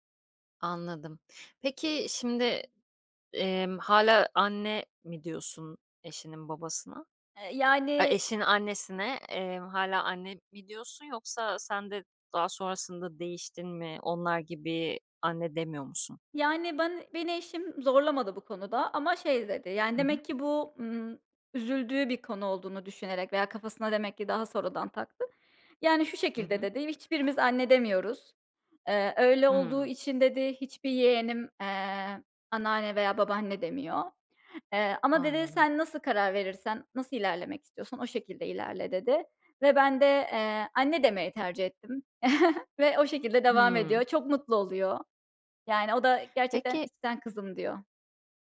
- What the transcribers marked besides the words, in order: other background noise; chuckle
- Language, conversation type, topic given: Turkish, podcast, Kayınvalideniz veya kayınpederinizle ilişkiniz zaman içinde nasıl şekillendi?